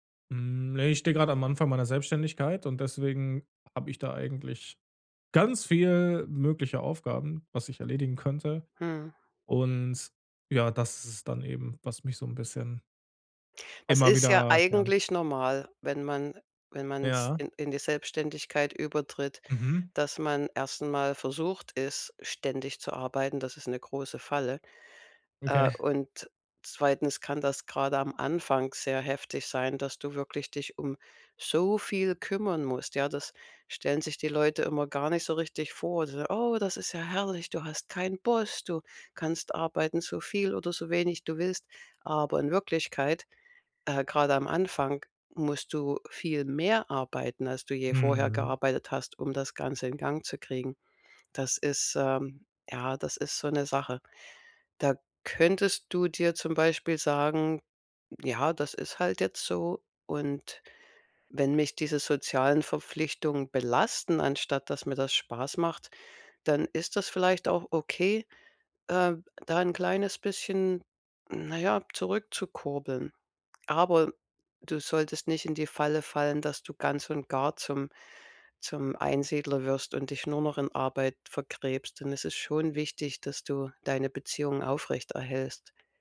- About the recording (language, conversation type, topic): German, advice, Warum fühle ich mich durch soziale Verpflichtungen ausgelaugt und habe keine Energie mehr für Freunde?
- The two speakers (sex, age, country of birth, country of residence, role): female, 55-59, Germany, United States, advisor; male, 30-34, Germany, Germany, user
- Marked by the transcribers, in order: stressed: "ganz viel"; other background noise